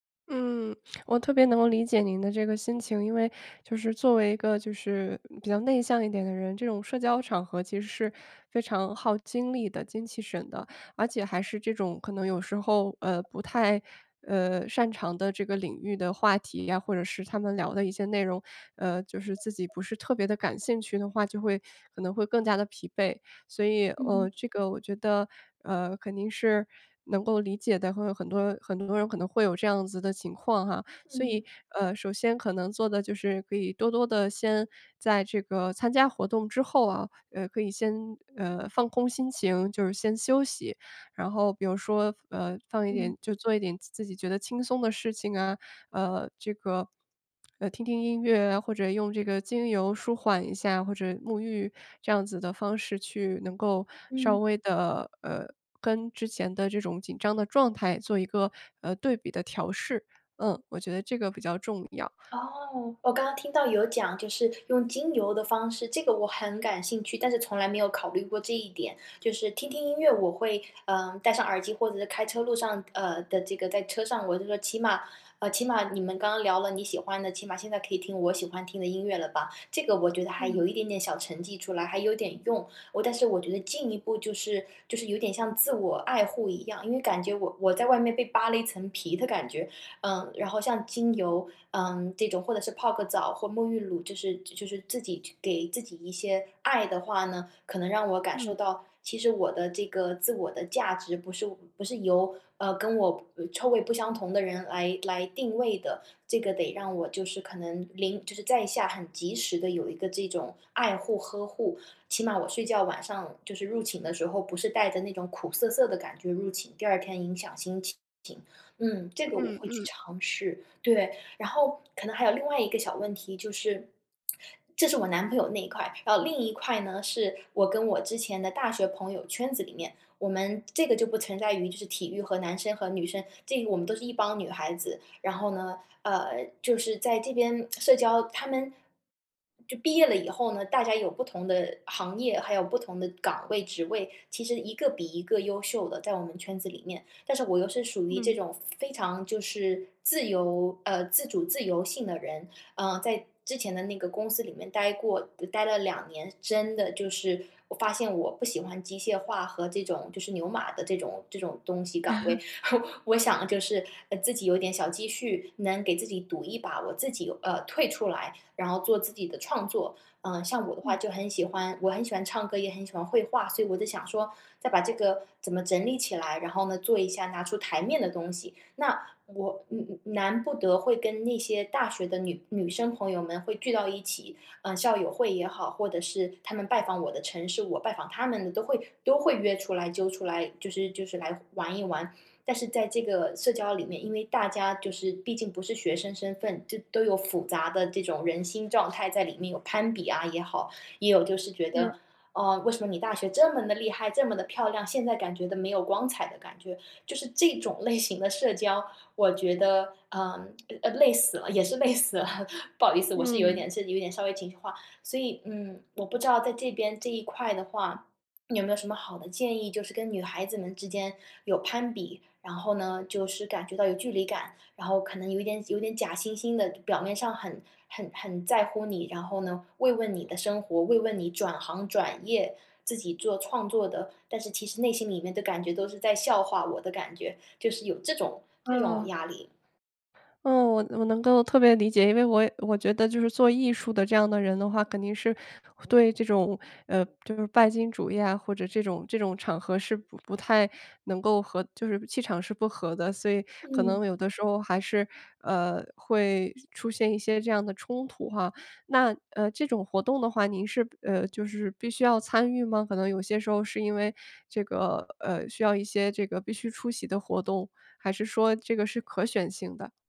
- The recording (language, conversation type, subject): Chinese, advice, 如何避免参加社交活动后感到疲惫？
- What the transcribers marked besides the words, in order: other noise; other background noise; tapping; lip smack; laugh; laugh; laughing while speaking: "类型的"; laughing while speaking: "累死了"